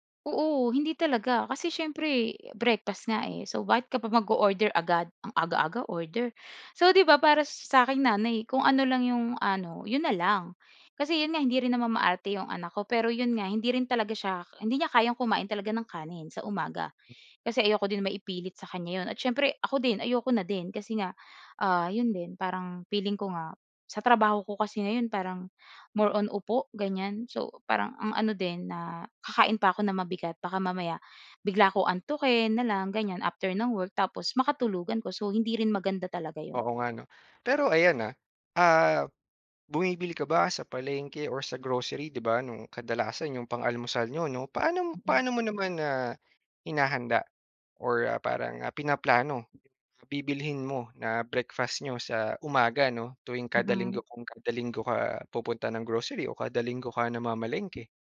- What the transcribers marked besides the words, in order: none
- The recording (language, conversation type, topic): Filipino, podcast, Ano ang karaniwang almusal ninyo sa bahay?